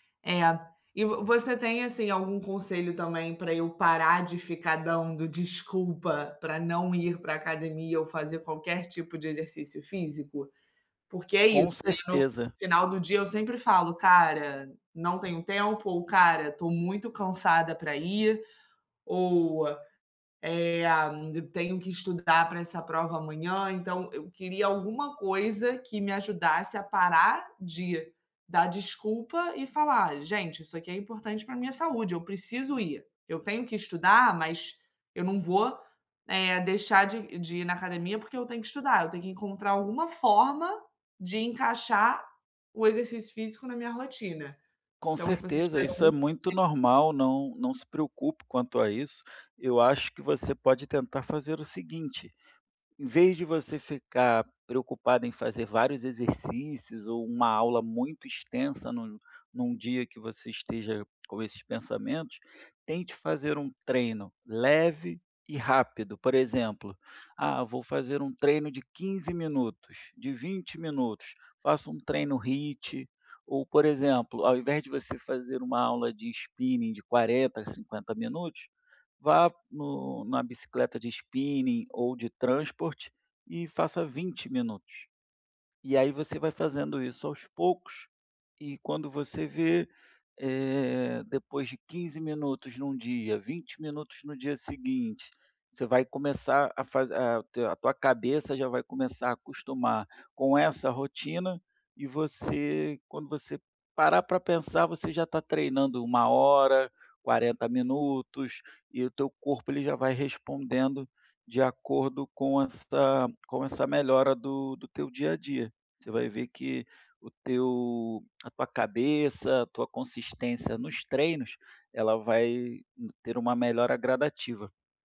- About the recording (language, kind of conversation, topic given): Portuguese, advice, Como posso ser mais consistente com os exercícios físicos?
- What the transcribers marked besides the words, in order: other background noise; tapping; in English: "HIT"; in English: "transport"